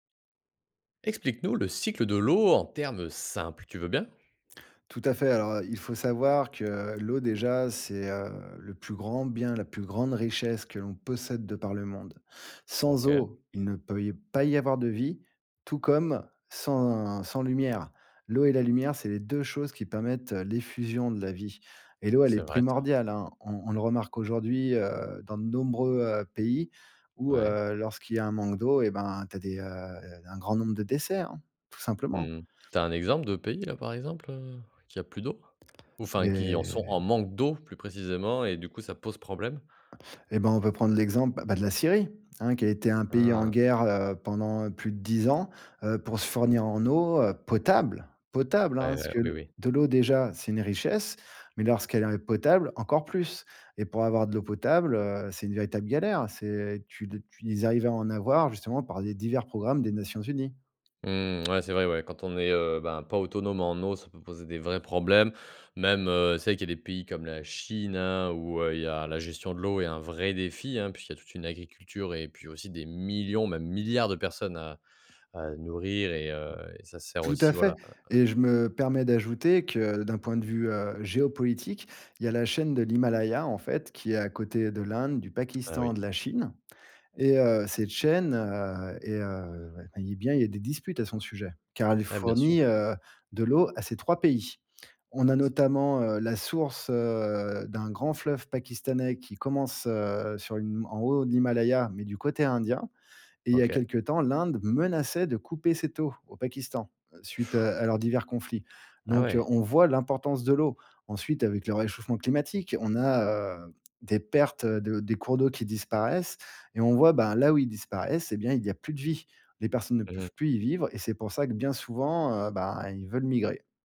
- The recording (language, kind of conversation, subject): French, podcast, Peux-tu nous expliquer le cycle de l’eau en termes simples ?
- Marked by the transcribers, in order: stressed: "termes simples"; other background noise; drawn out: "sans"; drawn out: "Et"; stressed: "d'eau"; stressed: "Syrie"; stressed: "potable"; stressed: "menaçait"